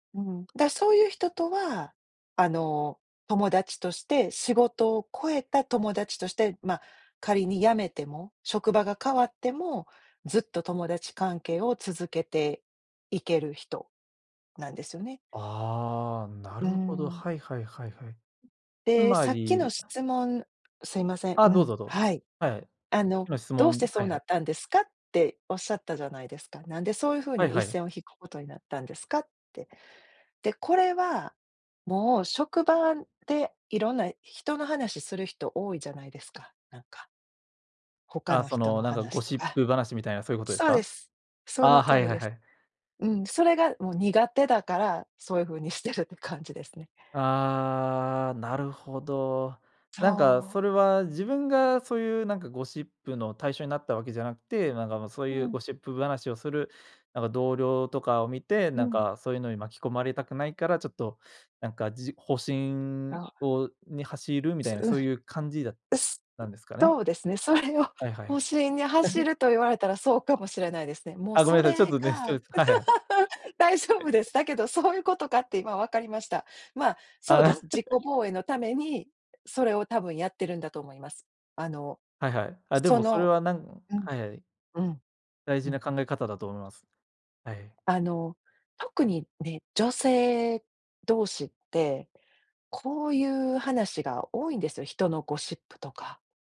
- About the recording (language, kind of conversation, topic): Japanese, podcast, 人間関係で大切にしていることは何ですか？
- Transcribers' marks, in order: drawn out: "ああ"; unintelligible speech; laughing while speaking: "大丈夫です。だけどそういうことかって今わかりました"; chuckle; laughing while speaking: "ああ"